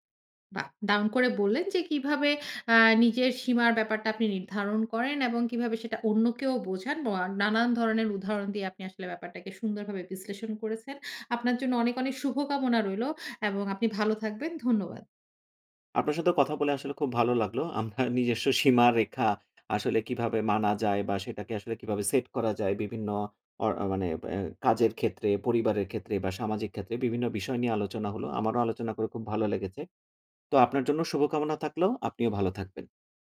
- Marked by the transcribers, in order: scoff
- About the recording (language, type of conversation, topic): Bengali, podcast, আপনি কীভাবে নিজের সীমা শনাক্ত করেন এবং সেই সীমা মেনে চলেন?